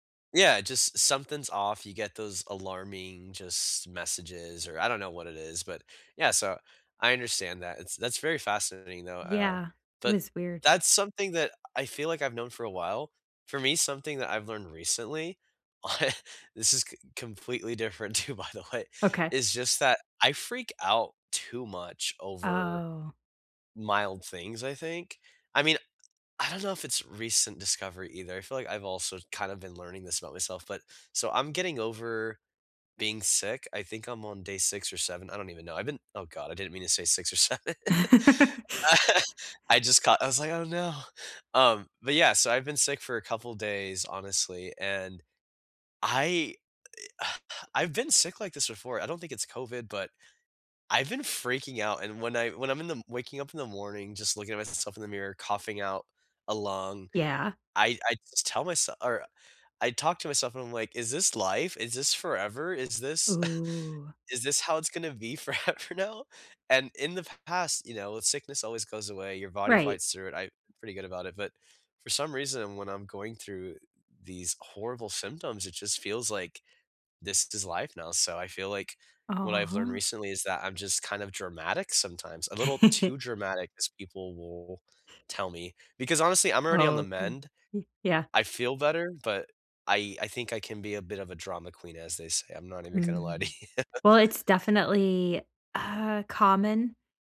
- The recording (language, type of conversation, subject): English, unstructured, How can I act on something I recently learned about myself?
- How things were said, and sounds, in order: chuckle; laughing while speaking: "too, by the way"; laugh; laughing while speaking: "seven"; laugh; exhale; other background noise; chuckle; laughing while speaking: "forever now?"; chuckle; laughing while speaking: "you"